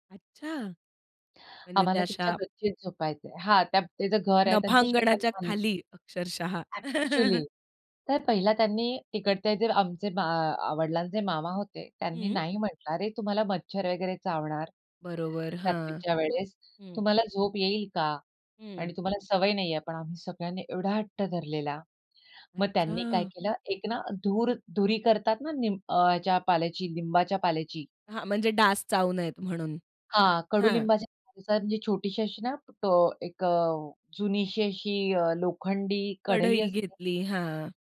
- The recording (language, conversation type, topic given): Marathi, podcast, ताऱ्यांनी भरलेलं आकाश पाहिल्यावर तुम्हाला कसं वाटतं?
- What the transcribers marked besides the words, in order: chuckle; surprised: "अच्छा!"